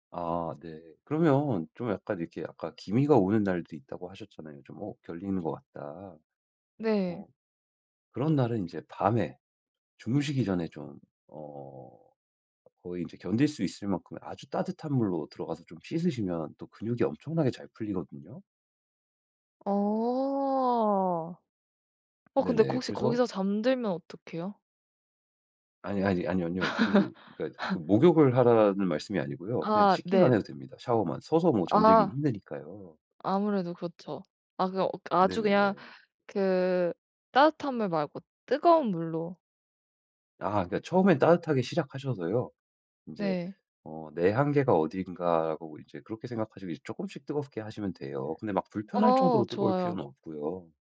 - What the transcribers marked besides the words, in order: other background noise; tapping; laugh
- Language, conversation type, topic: Korean, advice, 잠들기 전에 전신을 이완하는 연습을 어떻게 하면 좋을까요?